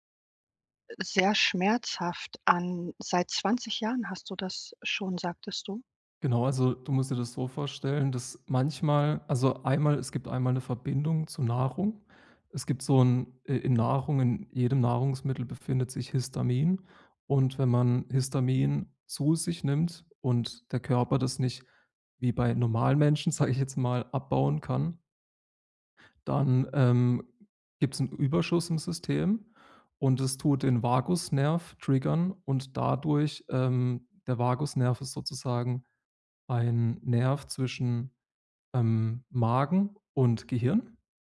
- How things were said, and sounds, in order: none
- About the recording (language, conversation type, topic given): German, advice, Wie kann ich besser mit Schmerzen und ständiger Erschöpfung umgehen?